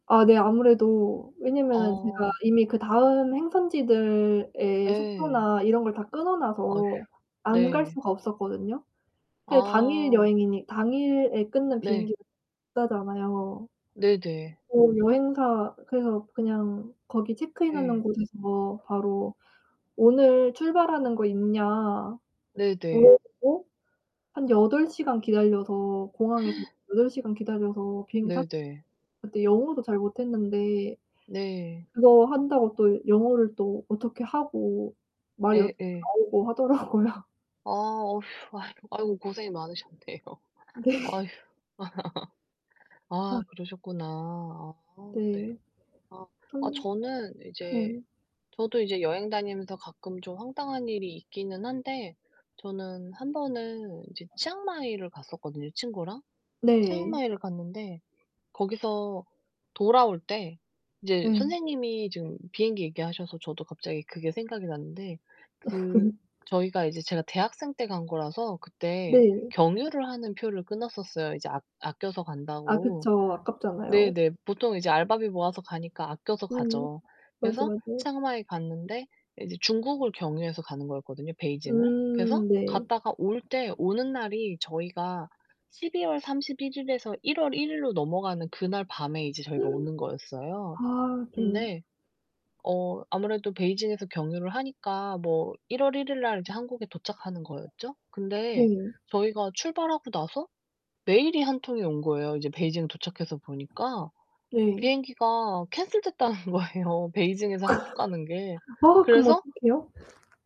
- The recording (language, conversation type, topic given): Korean, unstructured, 여행 중에 뜻밖의 일을 겪은 적이 있나요?
- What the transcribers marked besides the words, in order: distorted speech; other background noise; gasp; laughing while speaking: "하더라고요"; laughing while speaking: "많으셨네요"; laughing while speaking: "네"; laugh; laugh; tapping; gasp; laughing while speaking: "캔슬됐다는 거에요"; laugh; other noise